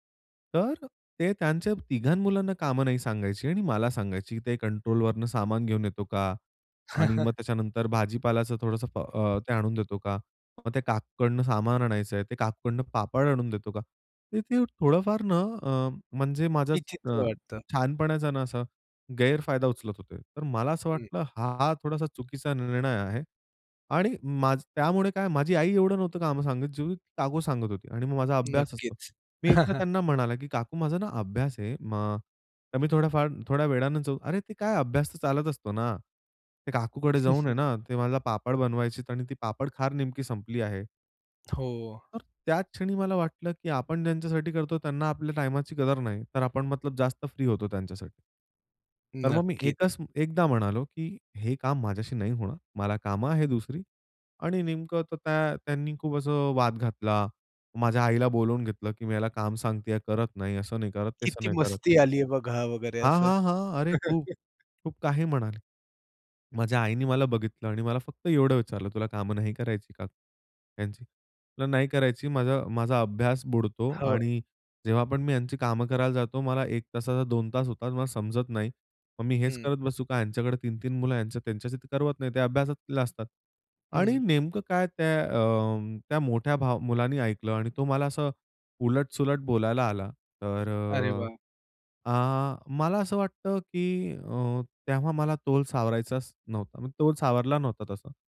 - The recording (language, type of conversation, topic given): Marathi, podcast, लोकांना नकार देण्याची भीती दूर कशी करावी?
- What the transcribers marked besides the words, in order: chuckle; other noise; tapping; other background noise; chuckle; chuckle; chuckle